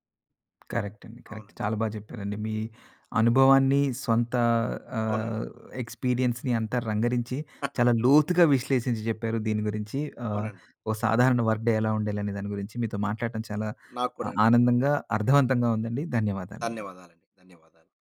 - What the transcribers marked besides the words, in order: in English: "కరెక్ట్"; in English: "కరెక్ట్"; in English: "ఎక్స్పీరియన్స్‌ని"; giggle; in English: "వర్క్ డే"
- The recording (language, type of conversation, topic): Telugu, podcast, ఒక సాధారణ పని రోజు ఎలా ఉండాలి అనే మీ అభిప్రాయం ఏమిటి?